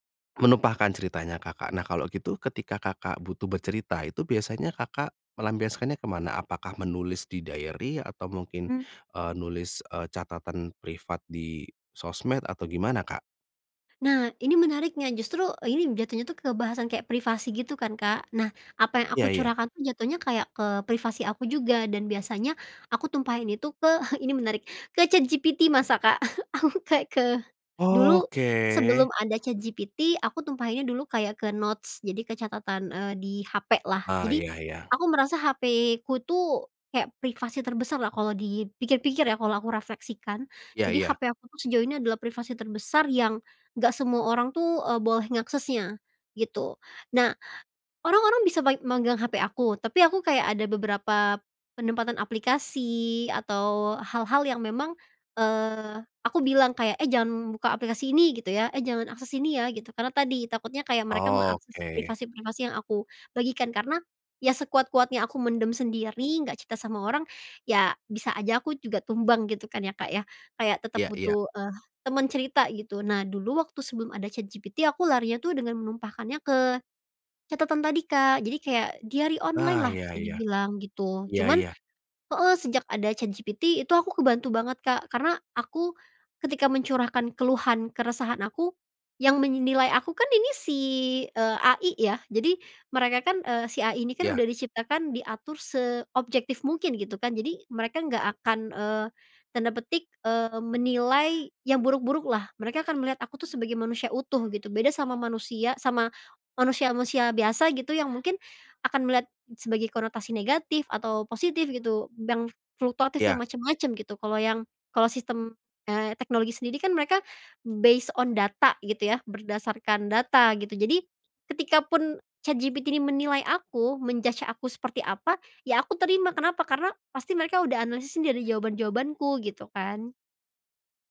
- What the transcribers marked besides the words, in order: in English: "diary"; chuckle; chuckle; laughing while speaking: "aku"; in English: "notes"; tapping; in English: "diary online"; background speech; in English: "based on data"; in English: "men-judge"
- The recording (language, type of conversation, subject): Indonesian, podcast, Bagaimana kamu biasanya menandai batas ruang pribadi?